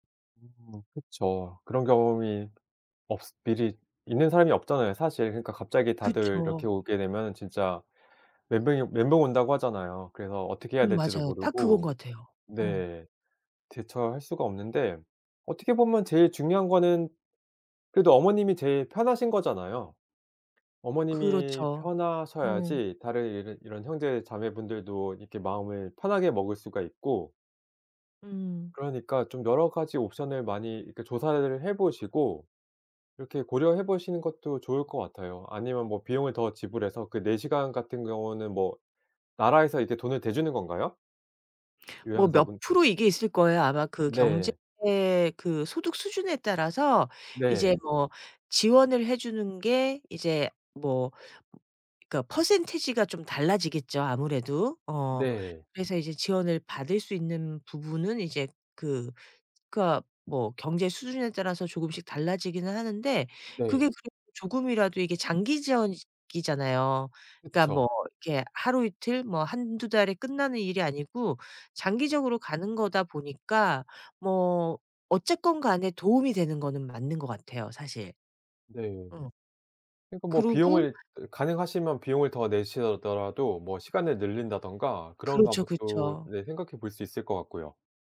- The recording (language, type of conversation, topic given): Korean, advice, 가족 돌봄 책임에 대해 어떤 점이 가장 고민되시나요?
- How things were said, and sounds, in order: other background noise